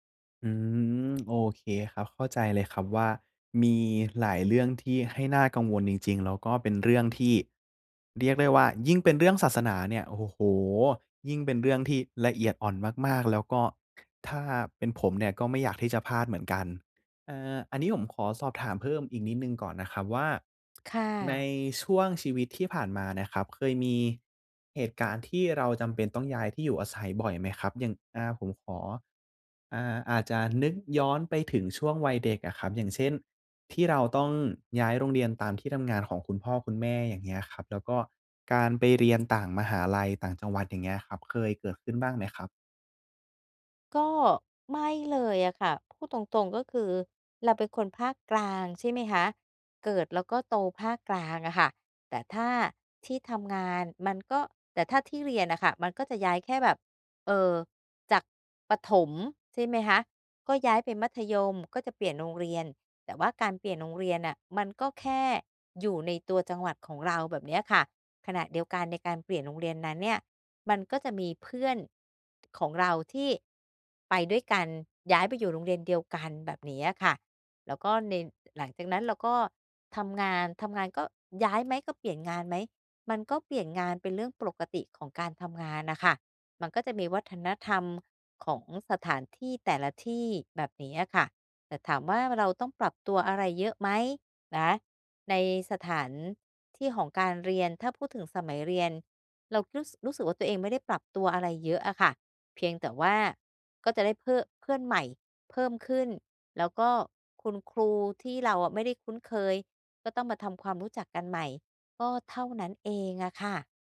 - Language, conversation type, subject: Thai, advice, ฉันจะปรับตัวเข้ากับวัฒนธรรมและสถานที่ใหม่ได้อย่างไร?
- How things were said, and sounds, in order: tsk; tsk